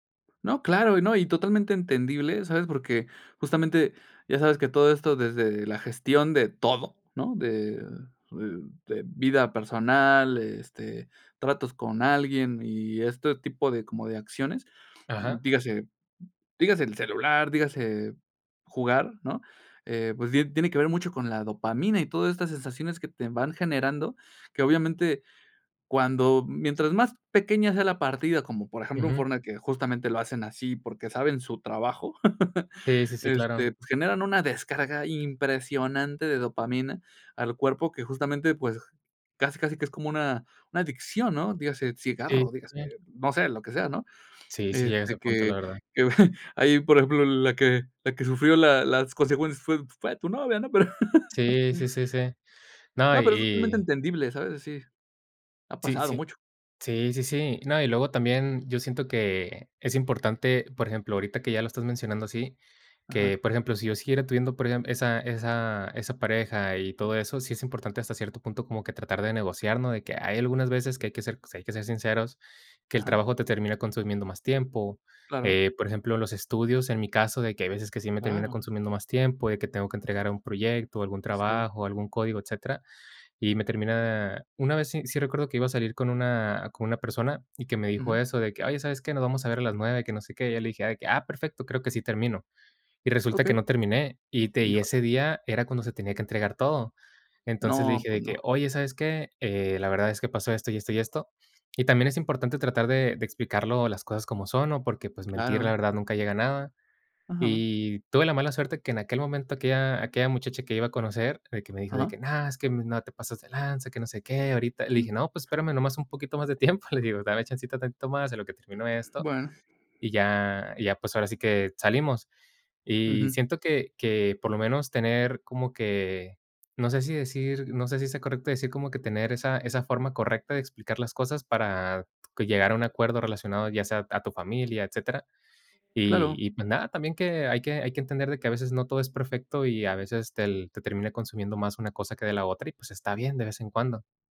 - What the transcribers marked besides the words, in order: laugh; unintelligible speech; chuckle; laugh; other background noise; laughing while speaking: "tiempo"
- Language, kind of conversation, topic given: Spanish, podcast, ¿Cómo gestionas tu tiempo entre el trabajo, el estudio y tu vida personal?